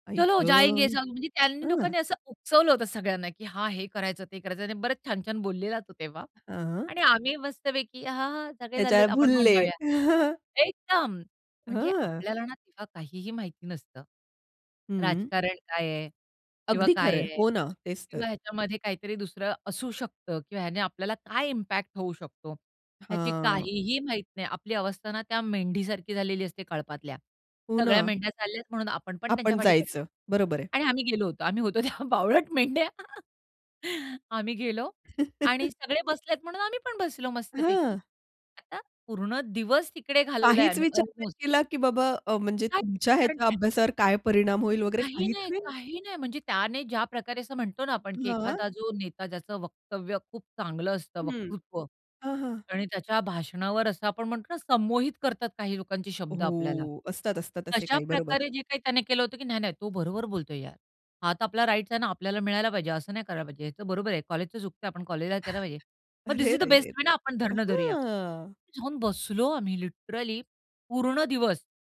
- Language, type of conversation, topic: Marathi, podcast, आई-वडिलांशी न बोलता निर्णय घेतल्यावर काय घडलं?
- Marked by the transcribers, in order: in Hindi: "चलो जायेंगे सब"; laugh; stressed: "एकदम"; tapping; in English: "इम्पॅक्ट"; laughing while speaking: "तेव्हा बावळट मेंढ्या"; laugh; chuckle; in English: "राइट्स"; other noise; in English: "धीस इस द बेस्ट वे"; drawn out: "अहां"; in English: "लिटरली"